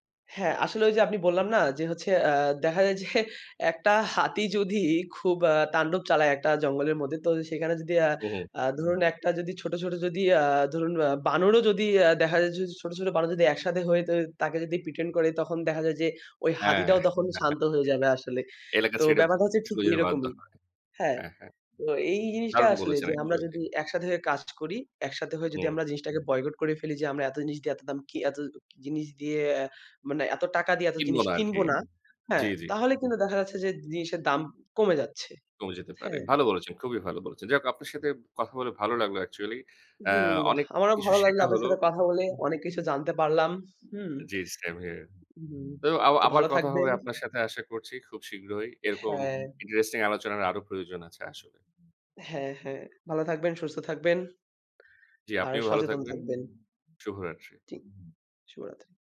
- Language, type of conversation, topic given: Bengali, unstructured, বেঁচে থাকার খরচ বেড়ে যাওয়া সম্পর্কে আপনার মতামত কী?
- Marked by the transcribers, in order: in English: "প্রিটেন্ড"; chuckle; in English: "অ্যাকচুয়ালি"; other background noise; in English: "অ্যাকচুয়ালি"; in English: "সেম হেয়ার"